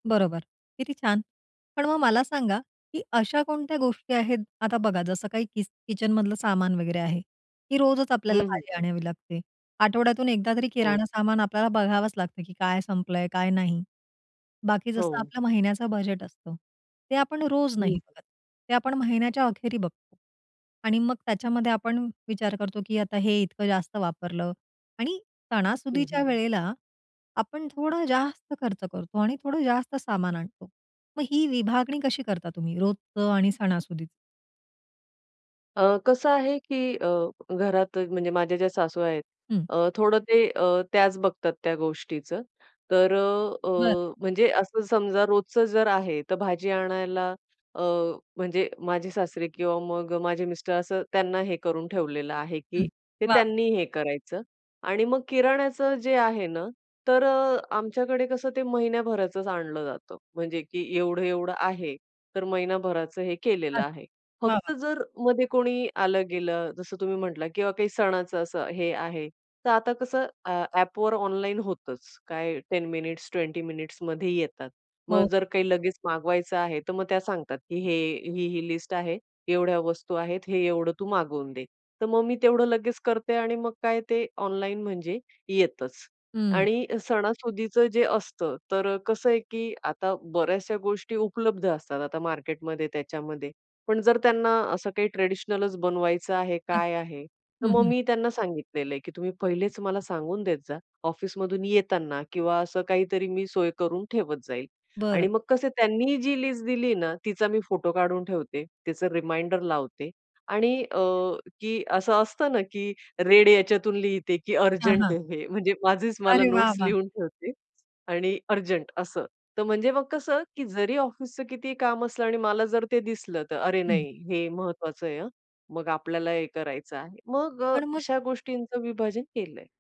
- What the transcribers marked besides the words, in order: in English: "किचनमधलं"; unintelligible speech; in English: "लिस्ट"; in English: "मार्केटमध्ये"; in English: "ट्रेडिशनलच"; in English: "लिस्ट"; in English: "रिमाइंडर"; in English: "रेड"; in English: "अर्जंट"; joyful: "म्हणजे माझीच मला नोट्स लिहून ठेवते"; in English: "नोट्स"; tapping; in English: "अर्जंट"
- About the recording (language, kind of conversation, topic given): Marathi, podcast, नोट्स ठेवण्याची तुमची सोपी पद्धत काय?